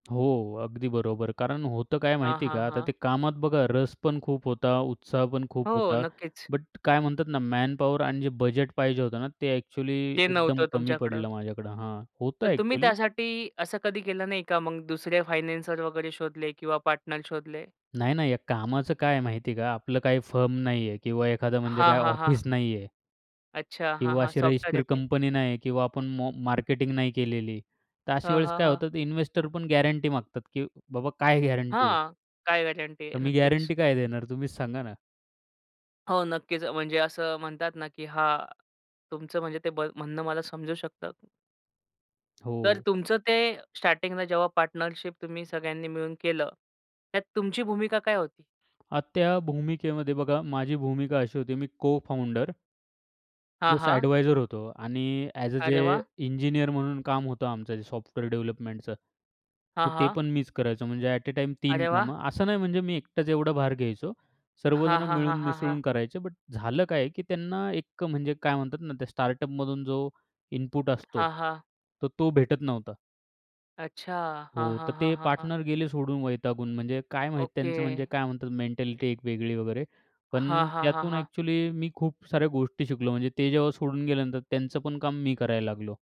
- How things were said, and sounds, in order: tapping; in English: "फायनान्सर"; in English: "पार्टनर"; in English: "फर्म"; in English: "इन्व्हेस्टर"; in English: "गॅरंटी"; in English: "गॅरंटी"; in English: "गॅरंटी"; other background noise; in English: "पार्टनरशिप"; in English: "को-फाउंडर"
- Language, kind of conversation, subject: Marathi, podcast, असा कोणता प्रकल्प होता ज्यामुळे तुमचा दृष्टीकोन बदलला?